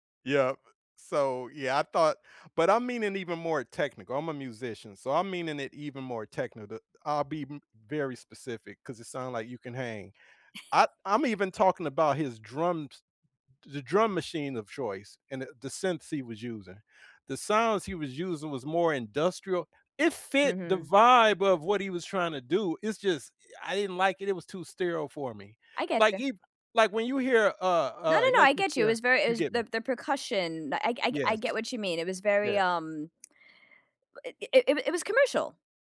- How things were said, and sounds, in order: "technical" said as "technada"; chuckle; tongue click
- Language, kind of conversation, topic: English, unstructured, Which movie soundtracks do you love more than the films themselves, and why?
- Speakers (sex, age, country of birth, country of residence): female, 40-44, Philippines, United States; male, 55-59, United States, United States